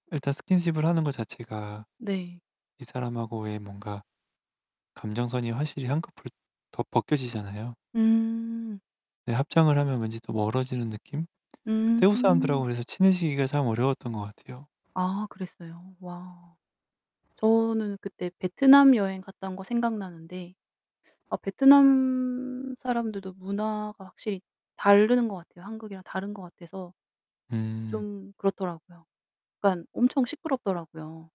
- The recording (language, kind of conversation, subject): Korean, unstructured, 여행 중에 가장 놀랐던 문화 차이는 무엇인가요?
- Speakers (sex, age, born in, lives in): female, 35-39, South Korea, South Korea; male, 35-39, South Korea, France
- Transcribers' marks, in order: other background noise; static; distorted speech; "다른" said as "달르는"